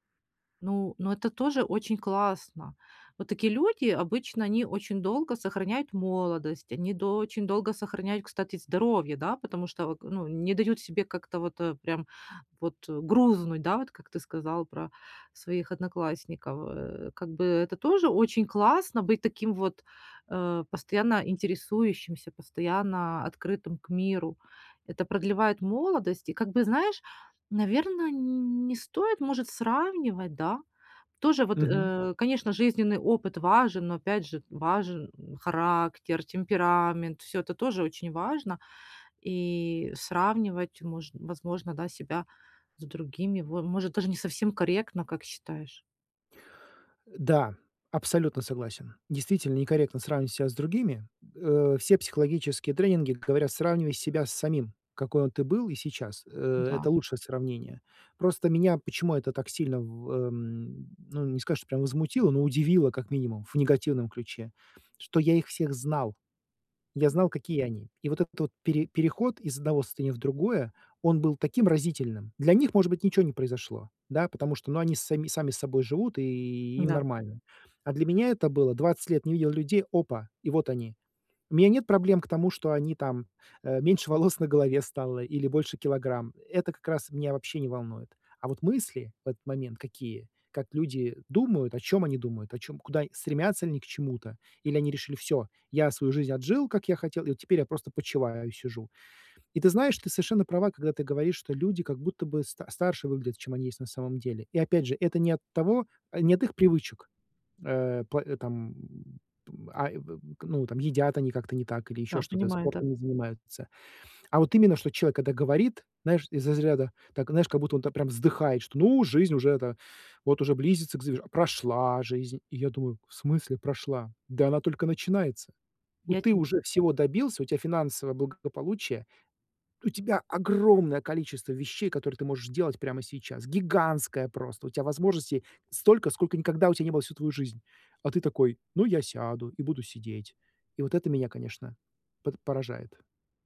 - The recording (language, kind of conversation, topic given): Russian, advice, Как перестать сравнивать себя с общественными стандартами?
- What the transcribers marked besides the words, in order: other background noise; tapping